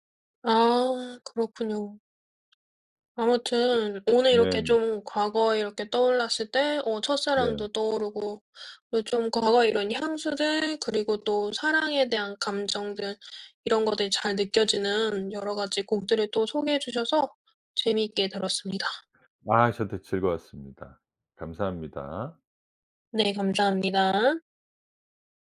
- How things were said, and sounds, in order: other background noise
- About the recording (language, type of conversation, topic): Korean, podcast, 어떤 음악을 들으면 옛사랑이 생각나나요?